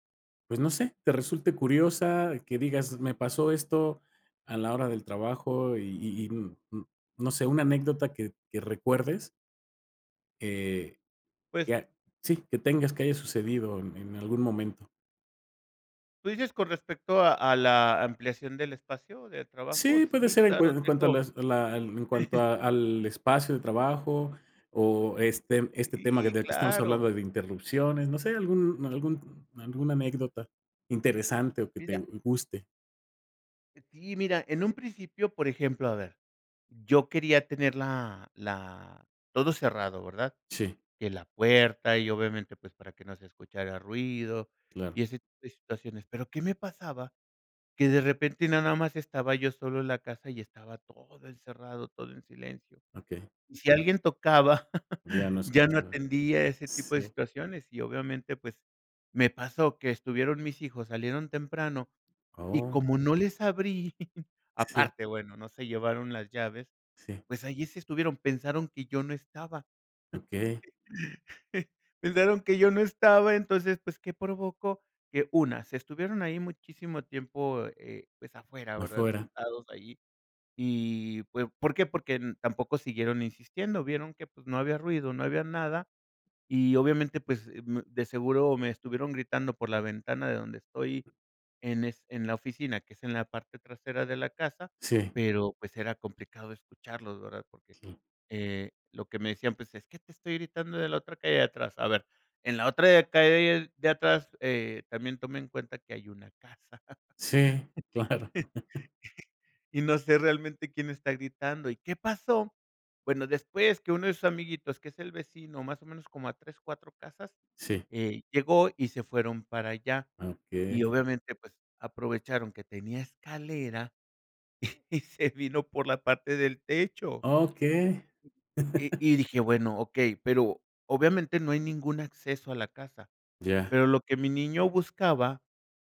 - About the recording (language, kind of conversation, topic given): Spanish, podcast, ¿Cómo organizas tu espacio de trabajo en casa?
- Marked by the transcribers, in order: chuckle; chuckle; chuckle; chuckle; chuckle; laughing while speaking: "y se vino por la parte"